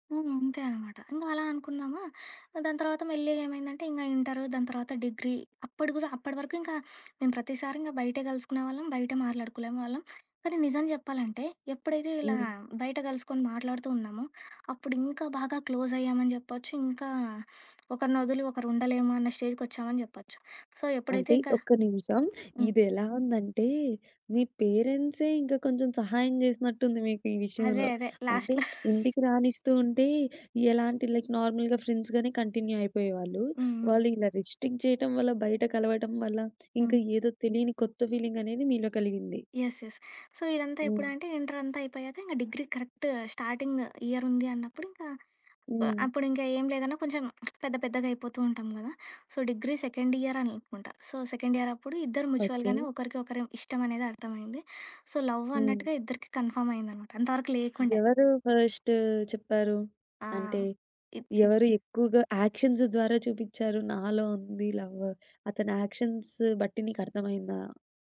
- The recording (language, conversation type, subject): Telugu, podcast, సామాజిక ఒత్తిడి మరియు మీ అంతరాత్మ చెప్పే మాటల మధ్య మీరు ఎలా సమతుల్యం సాధిస్తారు?
- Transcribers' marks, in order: other background noise; sniff; in English: "క్లోజ్"; sniff; in English: "సో"; in English: "లాస్ట్‌లో"; chuckle; in English: "లైక్ నార్మల్‌గా ఫ్రెండ్స్‌గానే కంటిన్యూ"; in English: "రిస్ట్రిక్"; in English: "యెస్. యెస్. సో"; in English: "కరెక్ట్ స్టార్టింగ్"; lip smack; in English: "సో"; in English: "సెకండ్ ఇయర్"; in English: "సో, సెకండ్ ఇయర్"; in English: "మ్యూచువల్‌గానే"; in English: "సో, లవ్"; in English: "కన్‌ఫర్మ్"; in English: "ఫస్ట్"; in English: "యాక్షన్స్"; in English: "లవ్"; in English: "యాక్షన్స్"